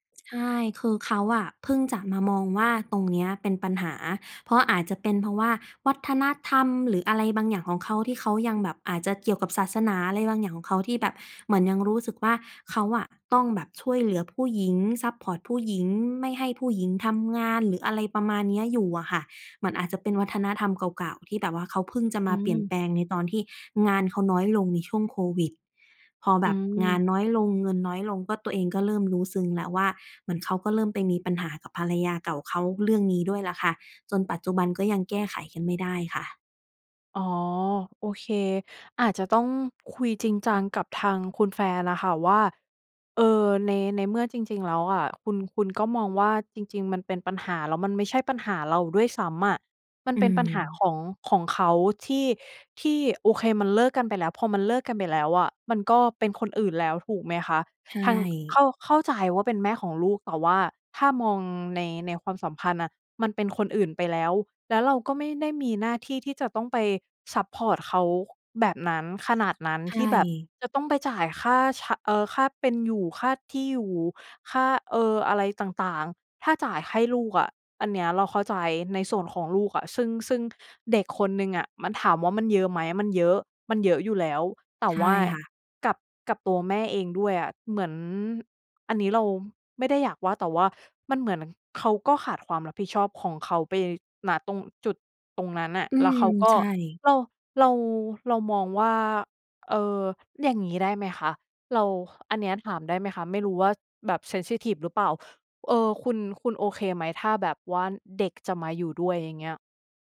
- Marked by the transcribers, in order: in English: "เซนซิทิฟ"
- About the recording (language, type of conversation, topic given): Thai, advice, คุณควรคุยกับคู่รักอย่างไรเมื่อมีความขัดแย้งเรื่องการใช้จ่าย?